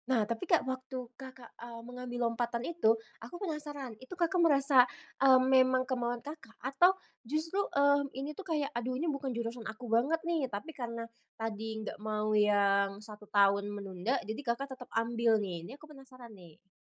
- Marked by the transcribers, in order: none
- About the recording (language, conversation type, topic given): Indonesian, podcast, Pernahkah Anda mengambil keputusan nekat tanpa rencana yang matang, dan bagaimana ceritanya?